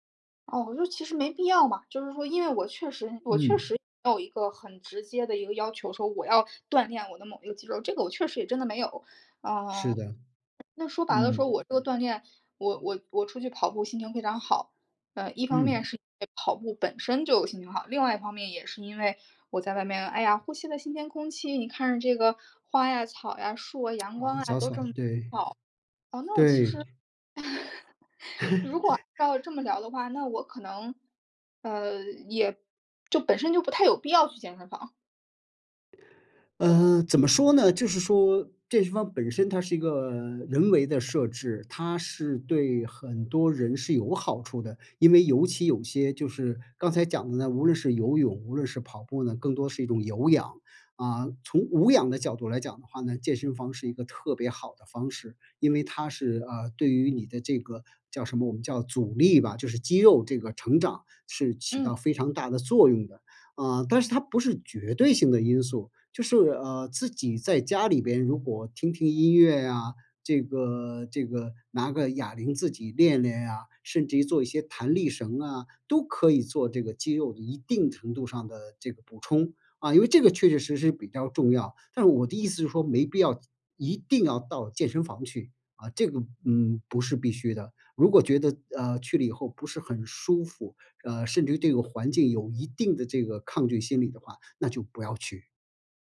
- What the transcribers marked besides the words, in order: tsk; "小草" said as "早草"; laugh
- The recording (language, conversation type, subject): Chinese, advice, 在健身房时我总会感到害羞或社交焦虑，该怎么办？